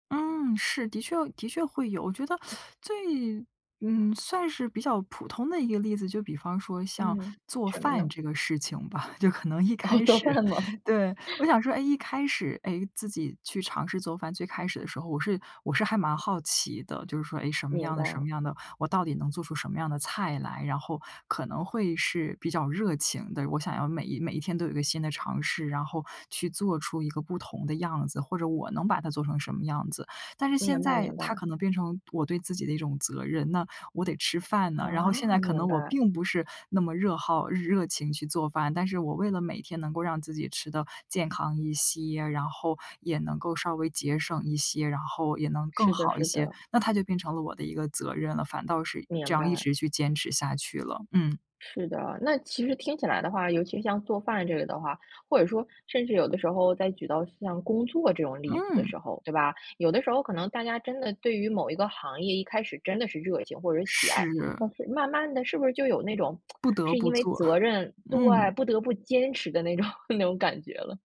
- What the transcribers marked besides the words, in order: teeth sucking; laughing while speaking: "哦，做饭吗？"; tsk; chuckle
- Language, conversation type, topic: Chinese, podcast, 热情和责任，你会更看重哪个？